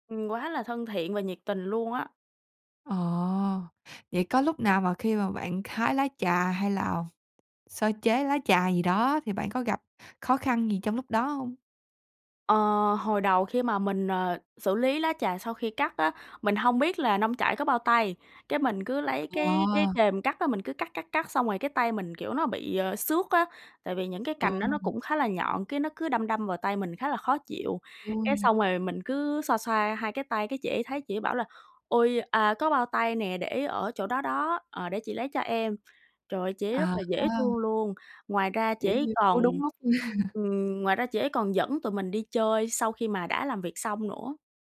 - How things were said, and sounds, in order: tapping; laugh
- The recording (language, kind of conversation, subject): Vietnamese, podcast, Bạn từng được người lạ giúp đỡ như thế nào trong một chuyến đi?